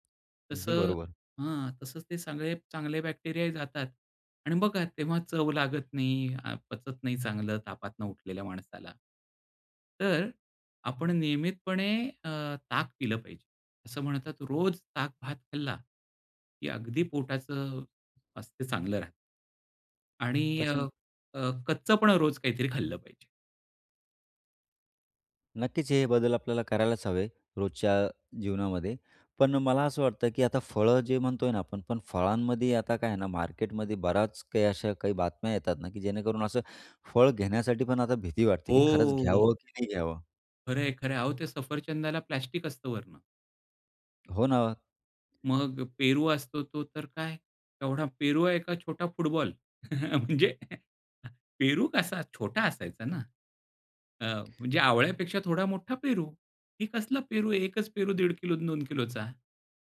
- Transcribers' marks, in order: in English: "बॅक्टेरियाही"; other noise; drawn out: "हो"; tapping; chuckle; laughing while speaking: "म्हणजे"; chuckle
- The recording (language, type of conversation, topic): Marathi, podcast, घरच्या जेवणात पौष्टिकता वाढवण्यासाठी तुम्ही कोणते सोपे बदल कराल?